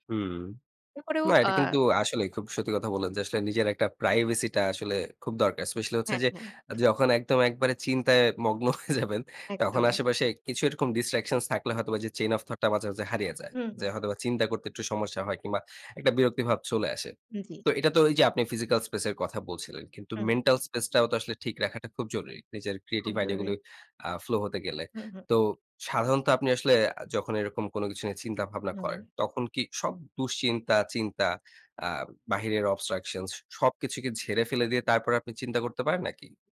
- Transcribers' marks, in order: laughing while speaking: "হয়ে যাবেন"; in English: "ডিসট্রাকশন"; in English: "চেইন ওফ থট"; in English: "ক্রিয়েটিভ আইডিয়া"; other background noise; in English: "অবস্ট্রাকশনস"
- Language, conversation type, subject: Bengali, podcast, নতুন আইডিয়া খুঁজে পেতে আপনি সাধারণত কী করেন?